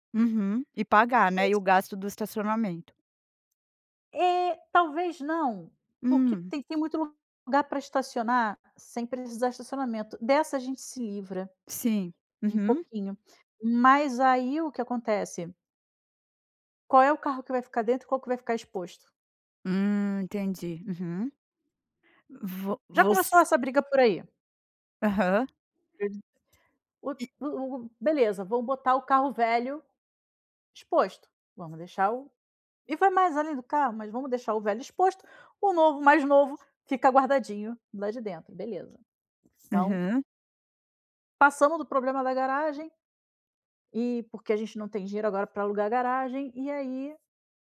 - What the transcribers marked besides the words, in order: other background noise; tapping; unintelligible speech
- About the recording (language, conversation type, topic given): Portuguese, advice, Como foi a conversa com seu parceiro sobre prioridades de gastos diferentes?